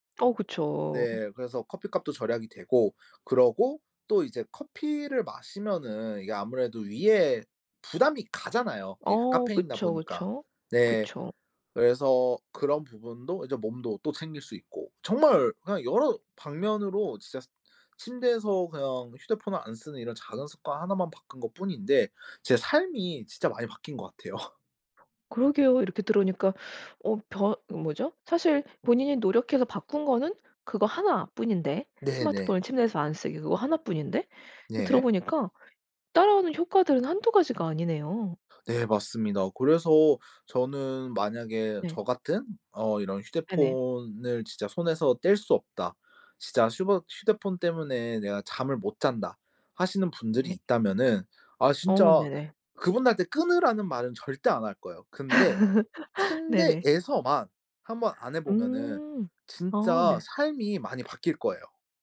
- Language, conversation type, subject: Korean, podcast, 작은 습관 하나가 삶을 바꾼 적이 있나요?
- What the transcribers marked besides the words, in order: other background noise; laughing while speaking: "같아요"; laugh